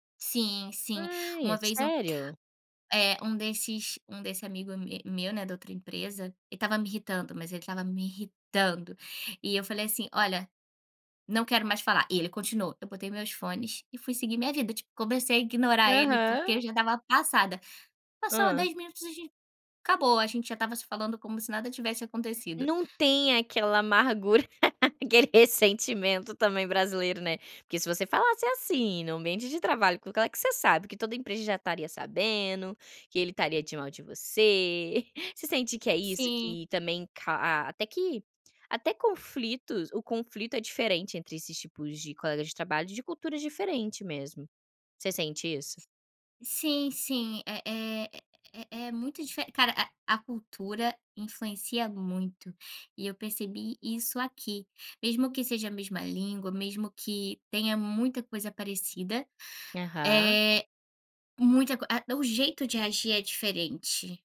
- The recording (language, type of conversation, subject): Portuguese, podcast, Como você resolve conflitos entre colegas de trabalho?
- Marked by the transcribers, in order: stressed: "irritando"; other background noise; laugh; laughing while speaking: "aquele ressentimento"; tapping; chuckle